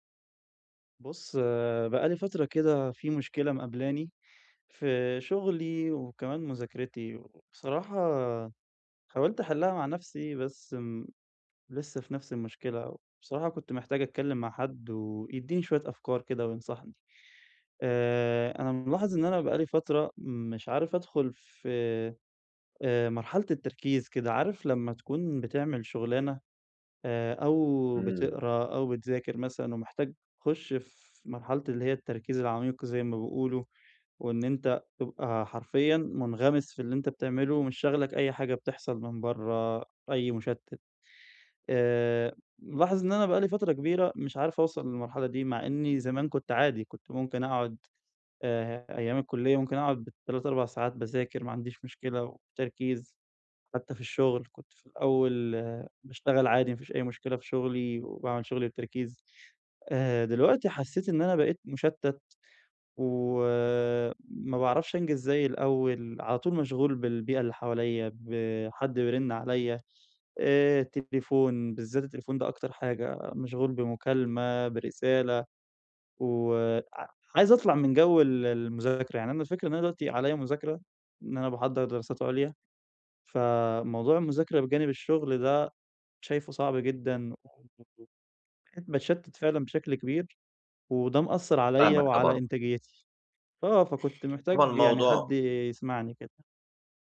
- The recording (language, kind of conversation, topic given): Arabic, advice, إزاي أقدر أدخل في حالة تدفّق وتركيز عميق؟
- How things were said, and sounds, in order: other background noise; tapping; other noise